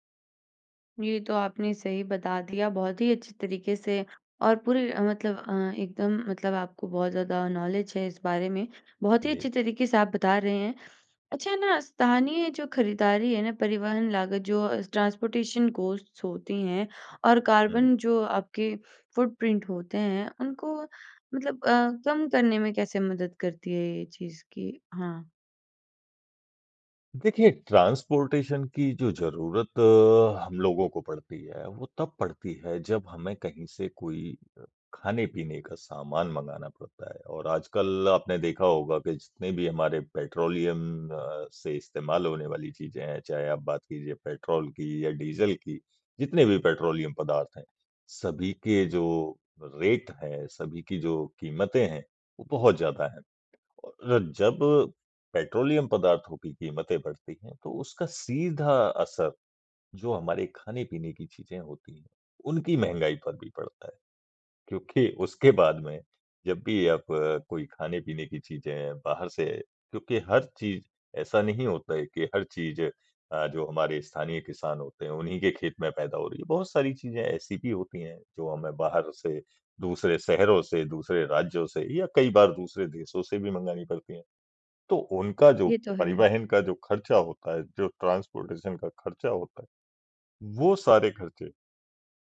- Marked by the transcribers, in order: in English: "नॉलेज"; in English: "ट्रांसपोर्टेशन कॉस्ट्स"; in English: "कार्बन"; in English: "फ़ुटप्रिंट"; in English: "ट्रांसपोर्टेशन"; in English: "पेट्रोलियम"; in English: "पेट्रोलियम"; in English: "रेट"; in English: "पेट्रोलियम"; in English: "ट्रांसपोर्टेशन"
- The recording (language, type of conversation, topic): Hindi, podcast, स्थानीय किसान से सीधे खरीदने के क्या फायदे आपको दिखे हैं?